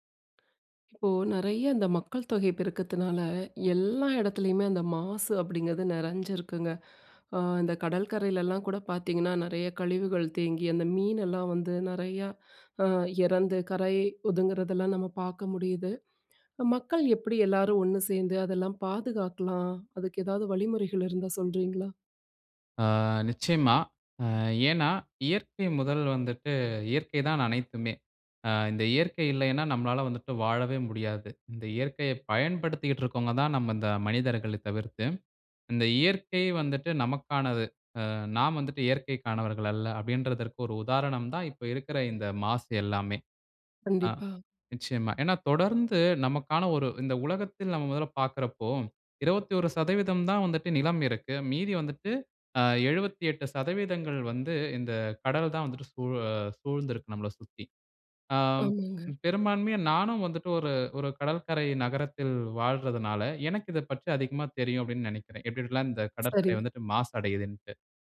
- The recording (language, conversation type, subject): Tamil, podcast, கடல் கரை பாதுகாப்புக்கு மக்கள் எப்படிக் கலந்து கொள்ளலாம்?
- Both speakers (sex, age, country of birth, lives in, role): female, 35-39, India, India, host; male, 20-24, India, India, guest
- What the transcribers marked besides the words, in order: other noise; "இறந்து" said as "எறந்து"; other background noise